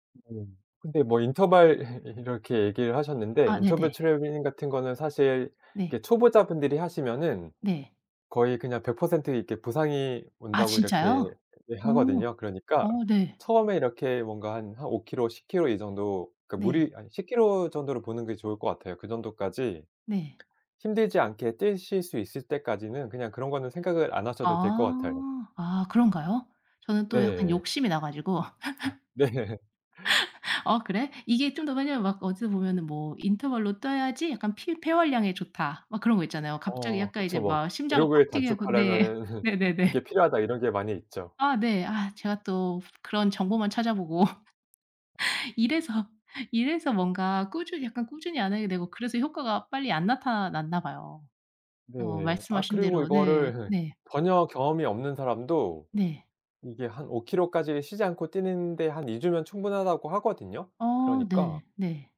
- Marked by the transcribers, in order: "인터벌" said as "인터발"; "트레이닝" said as "트레미닝"; other background noise; laugh; other noise; laughing while speaking: "네"; laughing while speaking: "단축하려면은"; laughing while speaking: "네. 네네네"; laughing while speaking: "찾아보고. 이래서"
- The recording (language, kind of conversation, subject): Korean, advice, 운동 효과가 느려서 좌절감을 느낄 때 어떻게 해야 하나요?